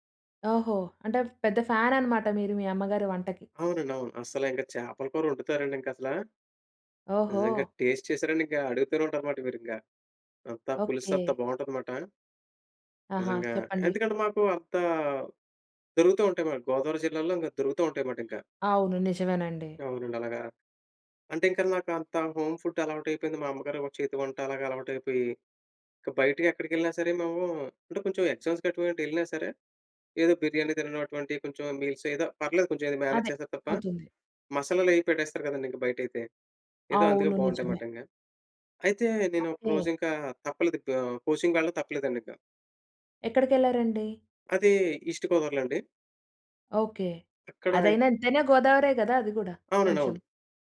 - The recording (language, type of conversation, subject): Telugu, podcast, మీ మొట్టమొదటి పెద్ద ప్రయాణం మీ జీవితాన్ని ఎలా మార్చింది?
- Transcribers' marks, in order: in English: "ఫ్యాన్"; in English: "టేస్ట్"; tapping; in English: "హోమ్ ఫుడ్"; in English: "ఎగ్జామ్స్"; in English: "మీల్స్"; in English: "మేనేజ్"; in English: "కోచింగ్"; in English: "ఈస్ట్"